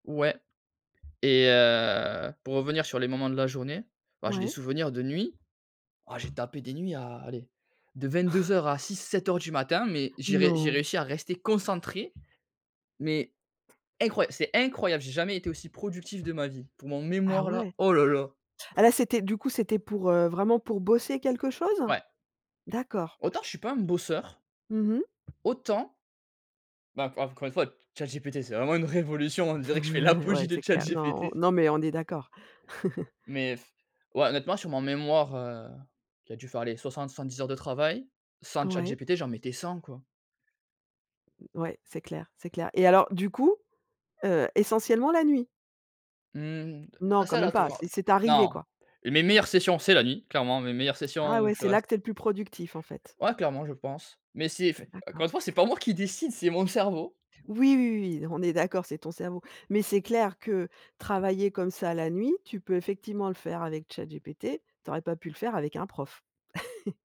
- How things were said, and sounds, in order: surprised: "Non ?"; tapping; laughing while speaking: "révolution. On dirait que je fais apogie de Chat GPT"; "l'apologie" said as "apogie"; chuckle; blowing; other background noise; chuckle
- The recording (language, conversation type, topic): French, podcast, Comment utilises-tu internet pour apprendre au quotidien ?